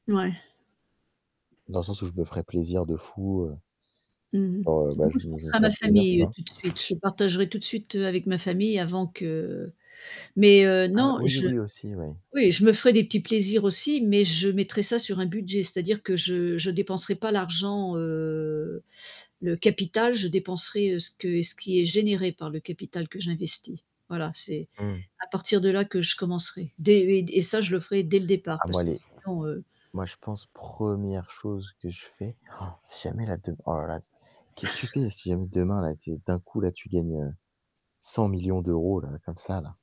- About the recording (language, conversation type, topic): French, unstructured, Préféreriez-vous avoir des superpouvoirs ou être incroyablement riche ?
- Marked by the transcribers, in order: static; distorted speech; other background noise; gasp; laugh